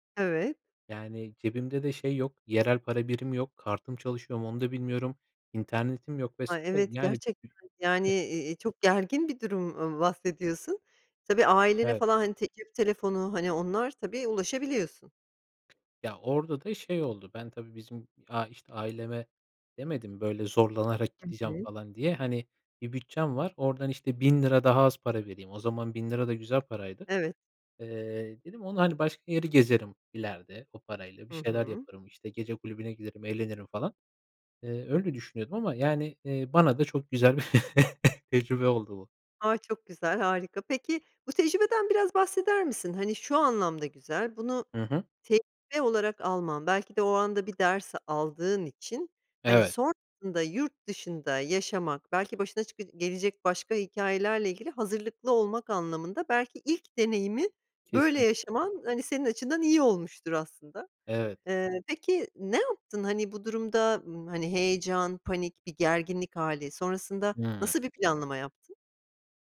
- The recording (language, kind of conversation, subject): Turkish, podcast, En unutulmaz seyahat deneyimini anlatır mısın?
- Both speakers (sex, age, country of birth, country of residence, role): female, 45-49, Turkey, United States, host; male, 25-29, Turkey, Poland, guest
- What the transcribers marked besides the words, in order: other background noise; unintelligible speech; laugh; tapping